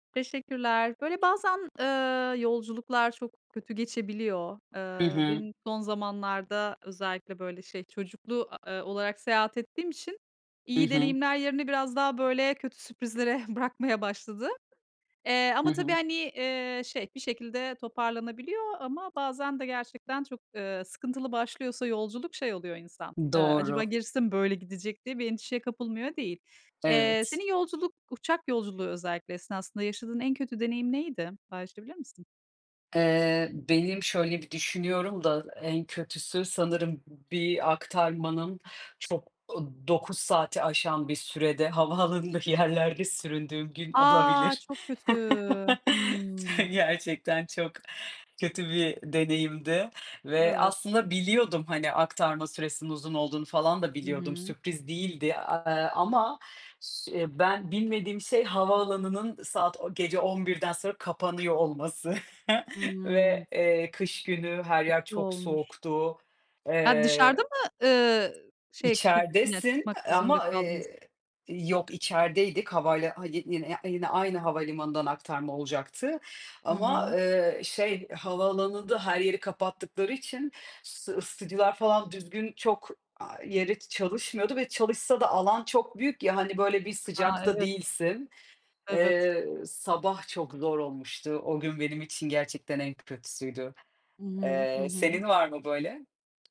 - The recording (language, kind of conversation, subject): Turkish, unstructured, Uçak yolculuğunda yaşadığın en kötü deneyim neydi?
- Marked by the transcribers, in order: other background noise; laughing while speaking: "sürprizlere"; tapping; laughing while speaking: "havaalanında"; chuckle; chuckle